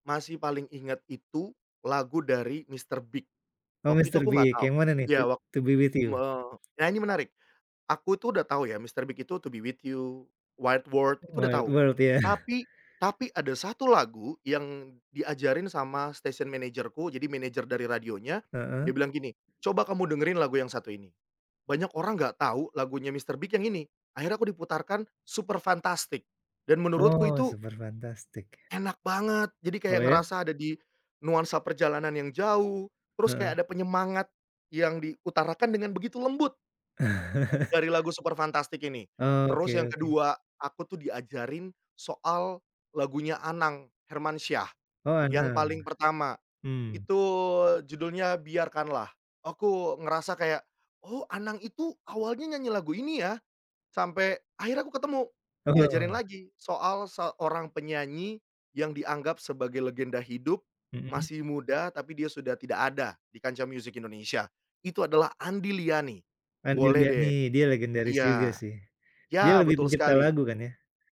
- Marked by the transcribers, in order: tapping; laughing while speaking: "ya?"; chuckle
- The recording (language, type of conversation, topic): Indonesian, podcast, Bagaimana musik dapat membangkitkan kembali ingatan tertentu dengan cepat?